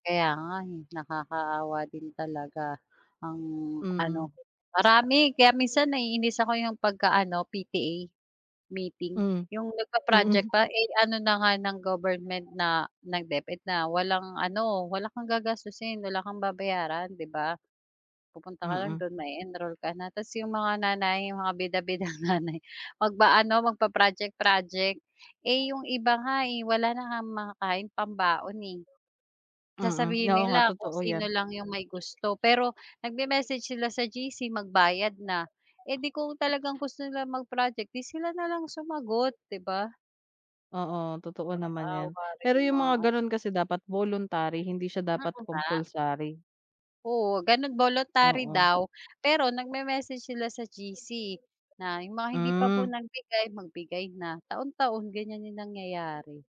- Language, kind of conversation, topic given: Filipino, unstructured, Sa tingin mo ba, sulit ang halaga ng matrikula sa mga paaralan ngayon?
- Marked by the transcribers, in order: other background noise